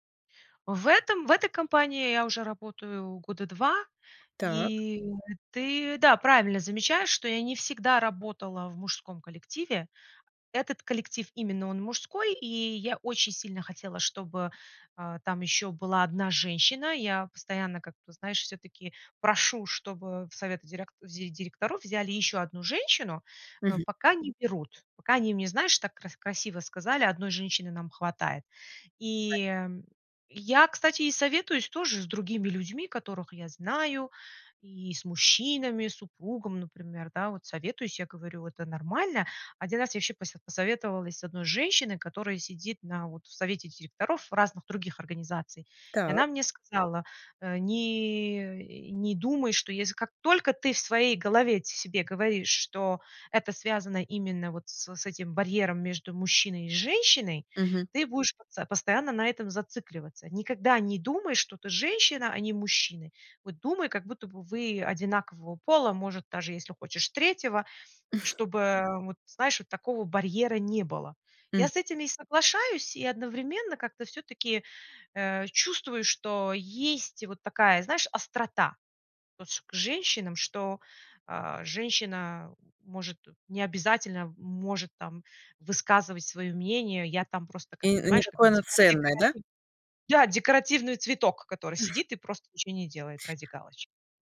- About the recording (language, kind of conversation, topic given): Russian, advice, Как спокойно и конструктивно дать обратную связь коллеге, не вызывая конфликта?
- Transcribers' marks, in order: tapping; chuckle; other background noise; chuckle